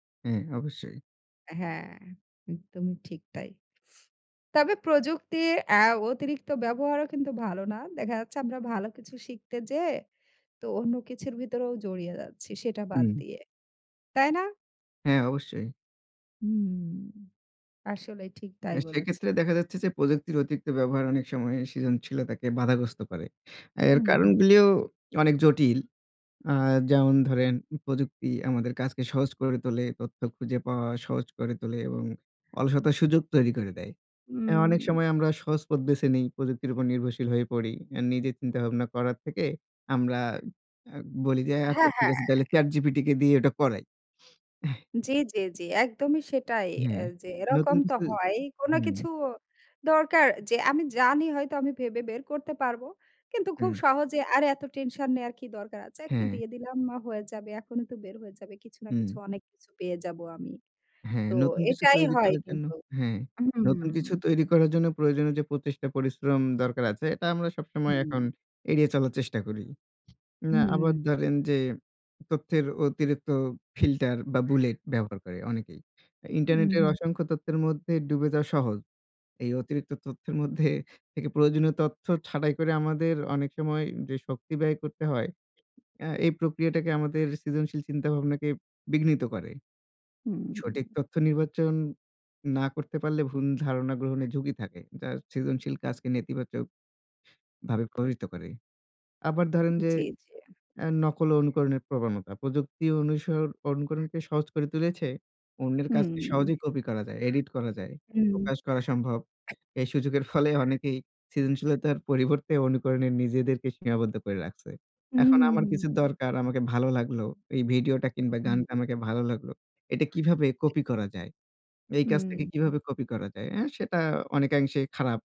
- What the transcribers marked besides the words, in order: other background noise; tapping; chuckle; put-on voice: "এত টেনশন নেওয়ার কি দরকার … বের হয়ে যাবে"; "ভুল" said as "ভুন"; "প্রভাবিত" said as "পহিত"
- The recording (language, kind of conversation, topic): Bengali, unstructured, প্রযুক্তি কীভাবে আপনাকে আরও সৃজনশীল হতে সাহায্য করে?